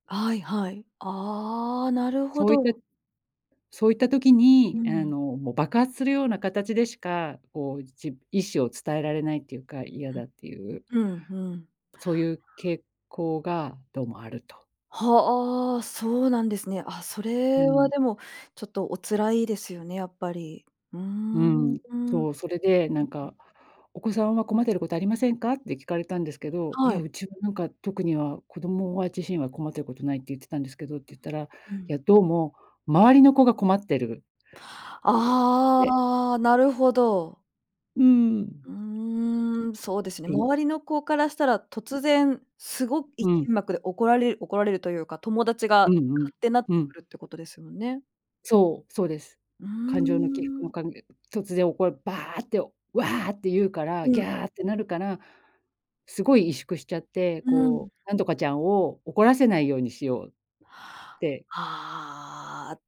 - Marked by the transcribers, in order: unintelligible speech; drawn out: "ああ"
- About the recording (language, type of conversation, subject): Japanese, advice, 感情をため込んで突然爆発する怒りのパターンについて、どのような特徴がありますか？